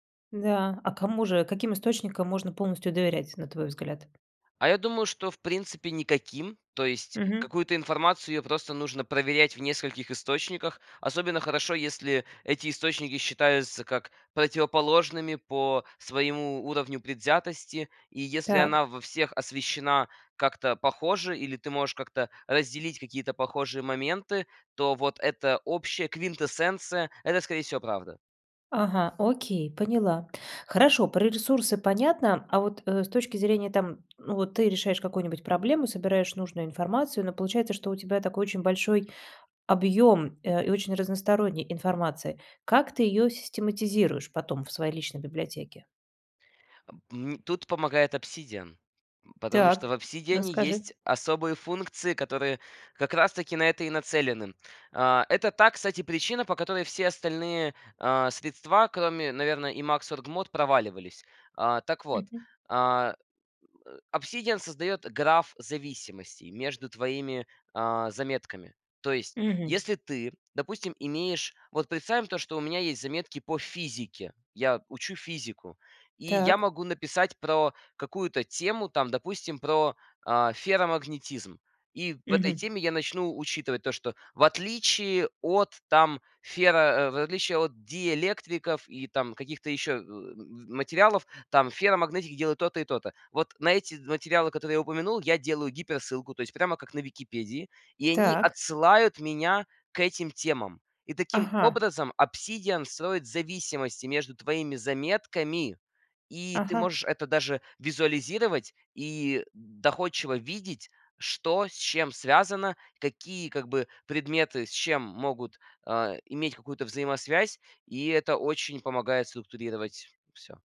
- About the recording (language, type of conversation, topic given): Russian, podcast, Как вы формируете личную библиотеку полезных материалов?
- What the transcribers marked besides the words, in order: other background noise; tapping